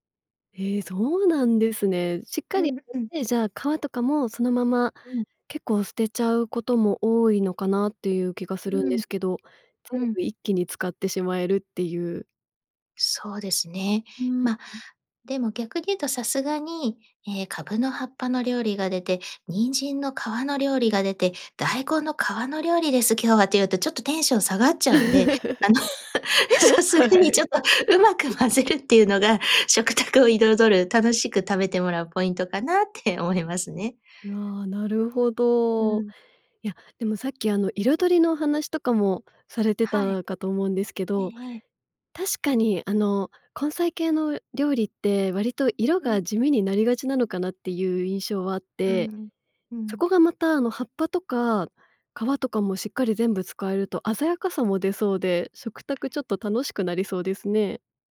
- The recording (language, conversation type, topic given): Japanese, podcast, 食材の無駄を減らすために普段どんな工夫をしていますか？
- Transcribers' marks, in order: laugh; laughing while speaking: "あの、さすがにちょっとうまく混ぜるっていうのが食卓を彩る"; laughing while speaking: "はい"